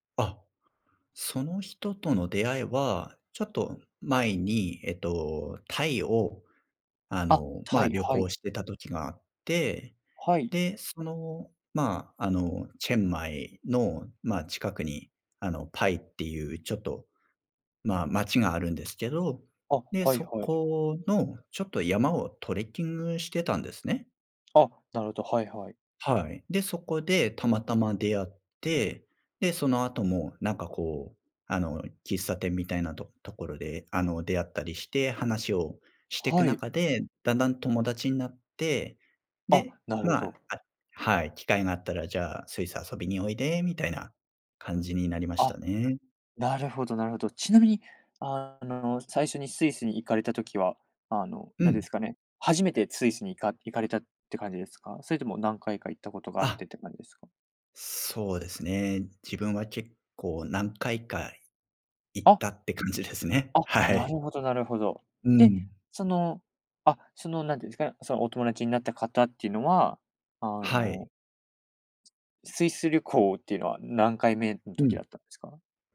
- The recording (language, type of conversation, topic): Japanese, podcast, 最近の自然を楽しむ旅行で、いちばん心に残った瞬間は何でしたか？
- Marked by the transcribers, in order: laughing while speaking: "感じですね。はい"